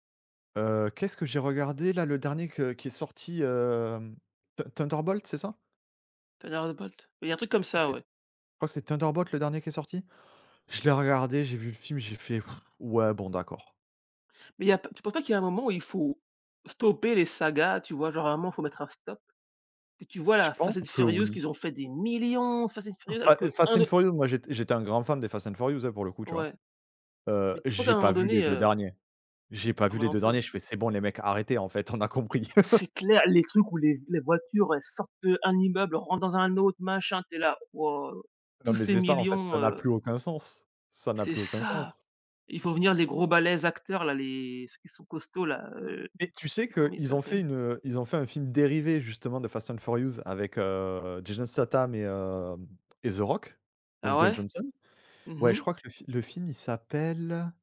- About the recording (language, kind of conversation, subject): French, unstructured, Comment décrirais-tu un bon film ?
- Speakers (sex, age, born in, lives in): female, 40-44, France, United States; male, 35-39, France, France
- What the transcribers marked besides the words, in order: blowing; tapping; stressed: "millions"; gasp; stressed: "C'est clair"; chuckle; stressed: "dérivé"